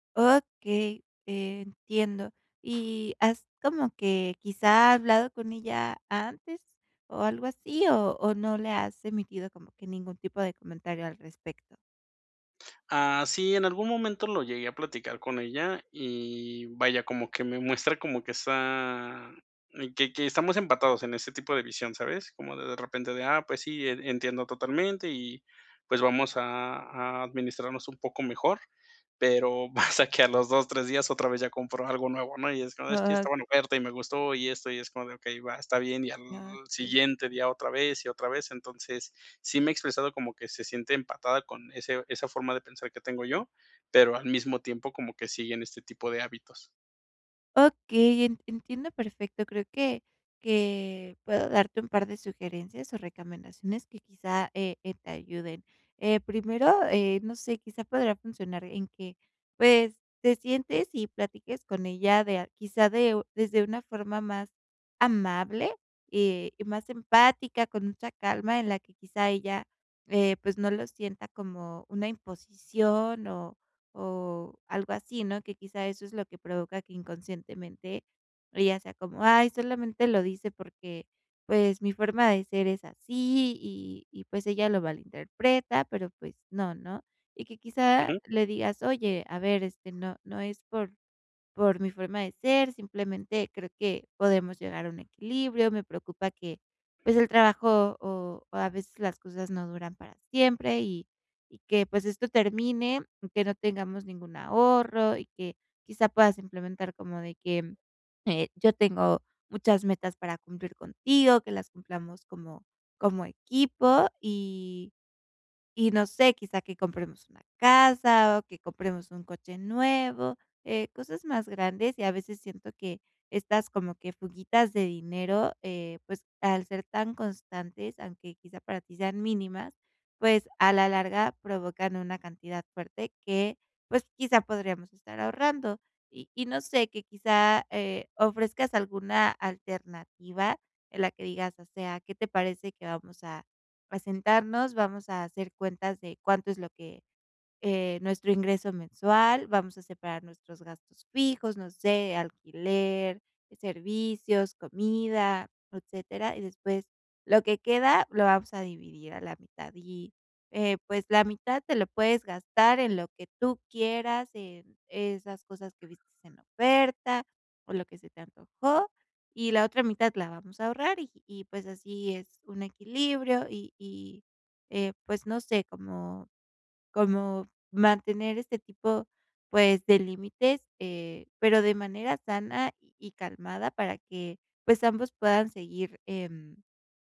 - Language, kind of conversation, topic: Spanish, advice, ¿Cómo puedo establecer límites económicos sin generar conflicto?
- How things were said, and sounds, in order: other background noise; laughing while speaking: "pasa"; "recomendaciones" said as "recamendaciones"; "viste" said as "vistes"